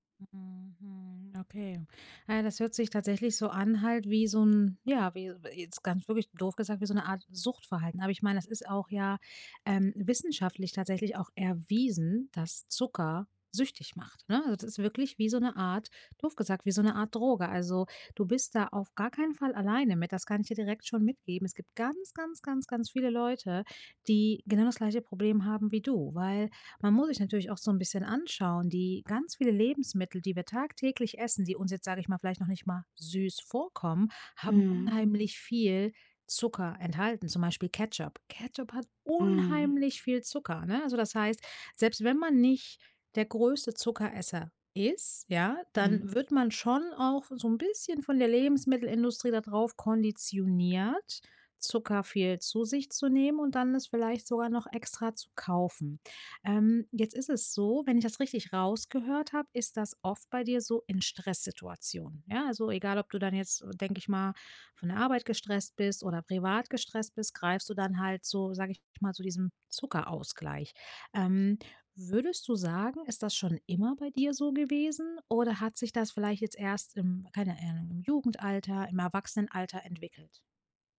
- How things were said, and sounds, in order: stressed: "erwiesen"; stressed: "unheimlich"; "Ahnung" said as "Ähnung"
- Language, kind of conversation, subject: German, advice, Wie kann ich meinen Zucker- und Koffeinkonsum reduzieren?
- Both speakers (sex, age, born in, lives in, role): female, 35-39, Germany, Netherlands, advisor; female, 35-39, Russia, Germany, user